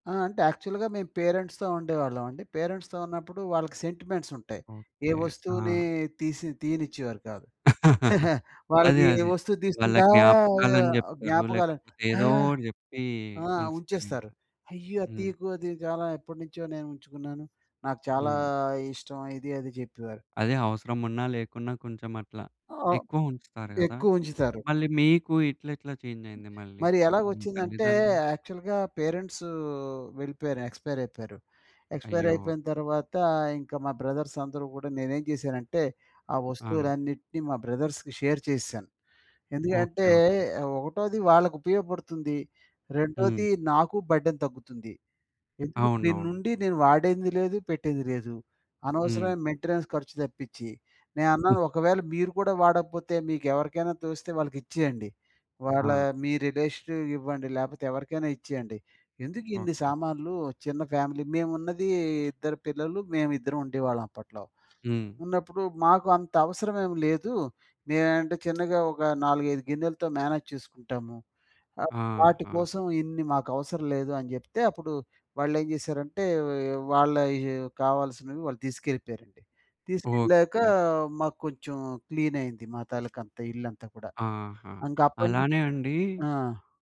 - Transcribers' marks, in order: in English: "యాక్చువల్‌గా"; in English: "పేరెంట్స్‌తో"; in English: "పేరెంట్స్‌తో"; in English: "సెంటిమెంట్స్"; laugh; chuckle; other background noise; in English: "యాక్చువల్‌గా పేరెంట్స్"; in English: "ఎక్స్పైర్"; in English: "ఎక్స్‌పైర్"; in English: "బ్రదర్స్"; in English: "బ్రదర్స్‌కి షేర్"; in English: "బర్డెన్"; in English: "మెయింటెనెన్స్"; in English: "ఫ్యామిలీ"; in English: "మేనేజ్"; in English: "క్లీన్"
- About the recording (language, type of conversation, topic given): Telugu, podcast, పరిమితమైన వస్తువులతో కూడా సంతోషంగా ఉండడానికి మీరు ఏ అలవాట్లు పాటిస్తారు?